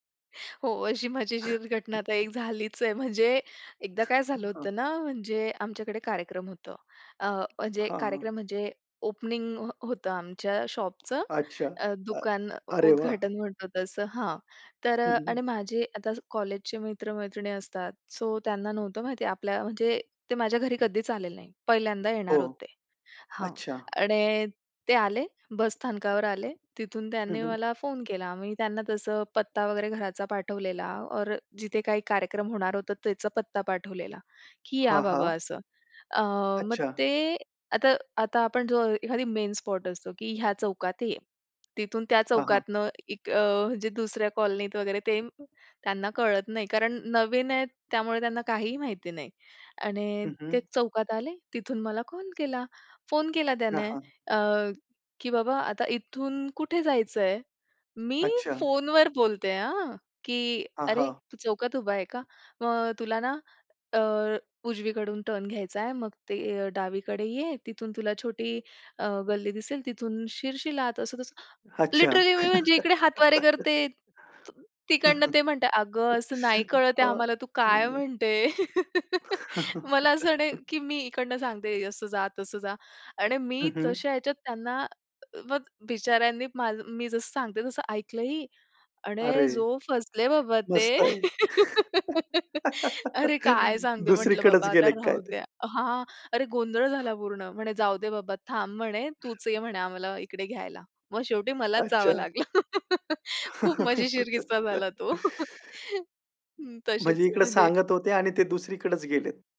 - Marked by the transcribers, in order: laughing while speaking: "अशी मजेशीर घटना आता एक झालीच आहे"; chuckle; tapping; in English: "ओपनिंग"; in English: "शॉपचं"; in English: "सो"; in English: "मेन"; in English: "लिटरली"; laugh; other background noise; chuckle; laugh; laugh; laugh; laughing while speaking: "खूप मजेशीर किस्सा झाला तो"; chuckle
- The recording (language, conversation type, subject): Marathi, podcast, हातांच्या हालचालींचा अर्थ काय असतो?